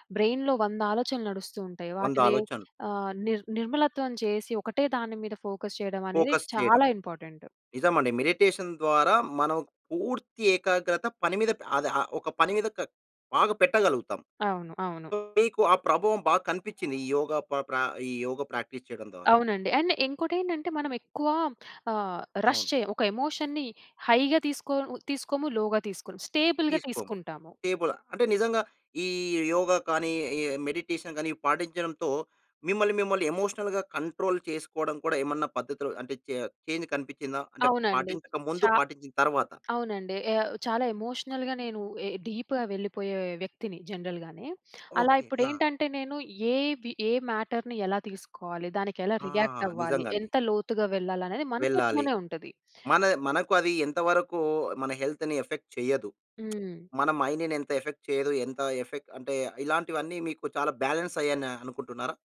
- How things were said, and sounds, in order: in English: "బ్రెయిన్‌లో"; in English: "ఫోకస్"; in English: "ఫోకస్"; in English: "ఇంపార్టెంట్"; in English: "మెడిటేషన్"; other background noise; in English: "ప్రాక్టీస్"; in English: "అండ్"; in English: "రష్"; in English: "ఎమోషన్‌ని హైగా"; in English: "లోగా"; in English: "స్టేబుల్‌గా"; in English: "డీప్‌గా"; in English: "మెడిటేషన్"; in English: "ఎమోషనల్‌గా కంట్రోల్"; in English: "చే చేంజ్"; in English: "ఎమోషనల్‌గా"; in English: "డీప్‌గా"; in English: "మ్యాటర్‌ని"; in English: "రియాక్ట్"; in English: "హెల్త్‌ని ఎఫెక్ట్"; in English: "మైండ్‌ని"; in English: "ఎఫెక్ట్"; in English: "ఎఫెక్ట్"; in English: "బాలన్స్"
- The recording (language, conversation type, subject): Telugu, podcast, ఉదయాన్ని శ్రద్ధగా ప్రారంభించడానికి మీరు పాటించే దినచర్య ఎలా ఉంటుంది?